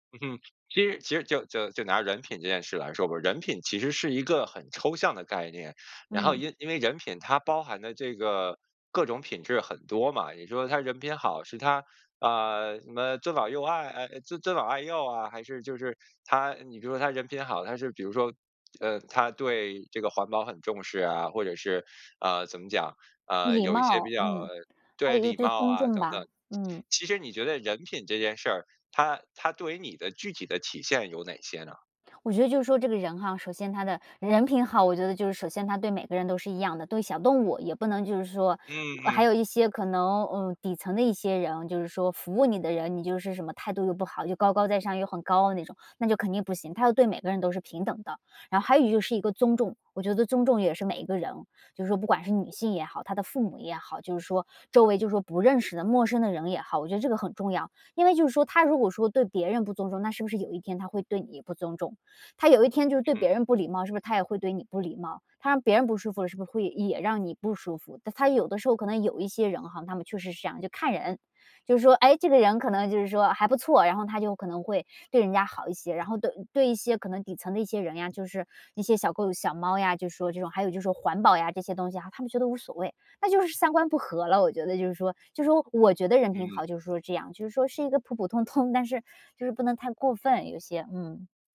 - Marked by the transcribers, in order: laughing while speaking: "普普通通"
- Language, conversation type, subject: Chinese, podcast, 选择伴侣时你最看重什么？